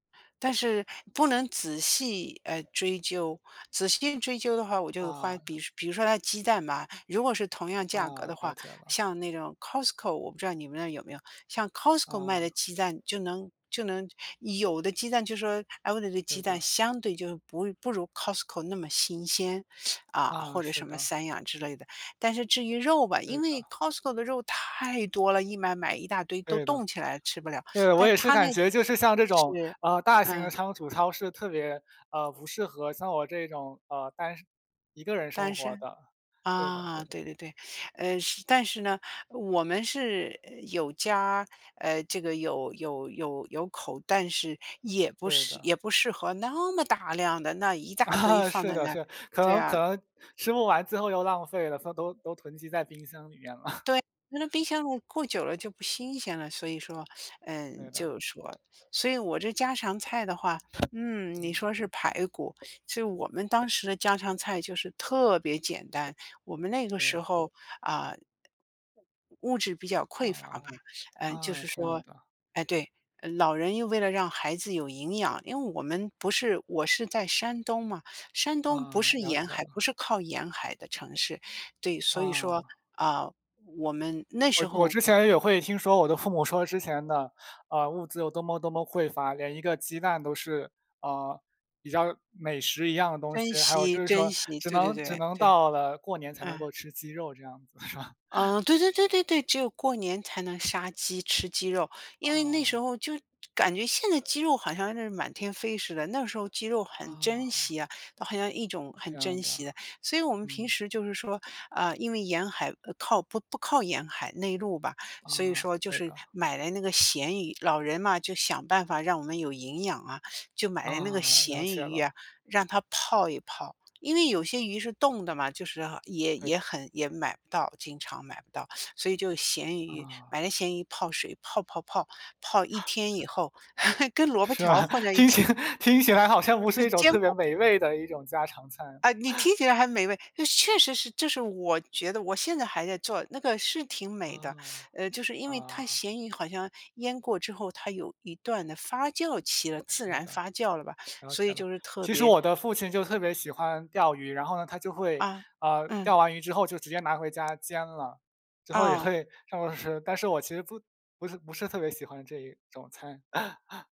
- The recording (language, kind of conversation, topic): Chinese, unstructured, 你最喜欢的家常菜是什么？
- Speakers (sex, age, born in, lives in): female, 60-64, China, United States; male, 20-24, China, Finland
- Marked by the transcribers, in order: teeth sucking; laughing while speaking: "啊"; chuckle; tapping; laughing while speaking: "是吧？"; chuckle; laughing while speaking: "是吧？听起"; chuckle; chuckle